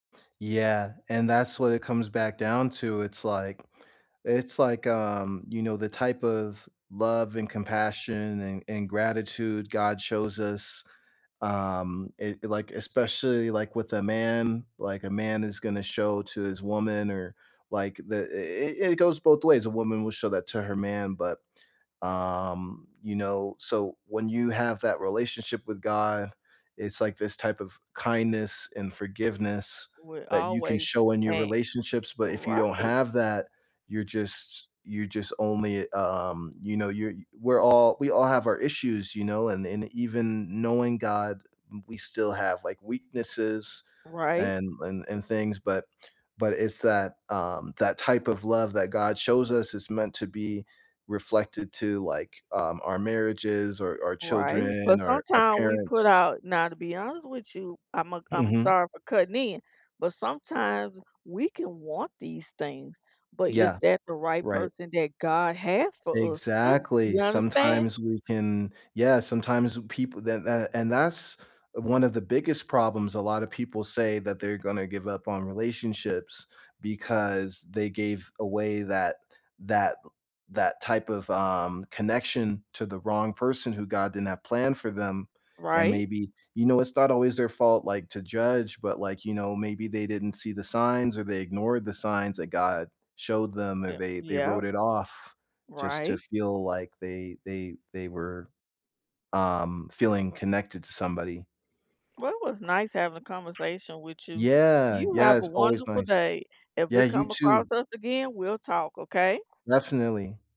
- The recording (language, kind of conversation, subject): English, unstructured, Can long-distance relationships really work?
- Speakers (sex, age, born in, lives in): female, 40-44, United States, United States; male, 35-39, United States, United States
- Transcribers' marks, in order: other background noise; tapping